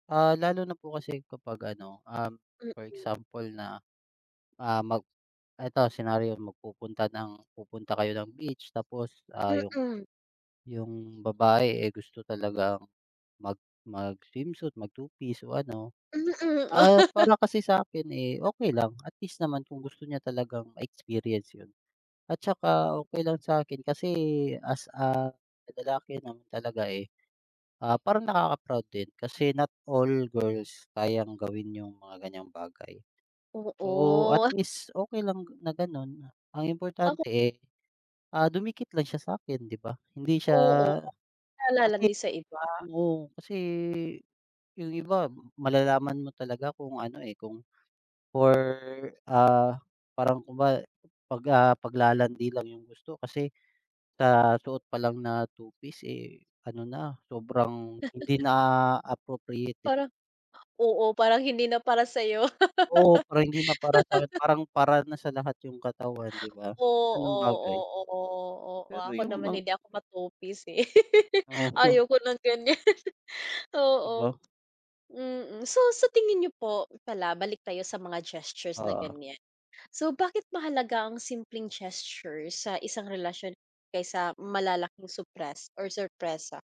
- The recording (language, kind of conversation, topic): Filipino, unstructured, Ano ang simpleng bagay na nagpapasaya sa’yo sa isang relasyon?
- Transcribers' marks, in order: other background noise; laugh; tapping; drawn out: "Oo"; chuckle; laugh; laugh; scoff; laughing while speaking: "ganyan"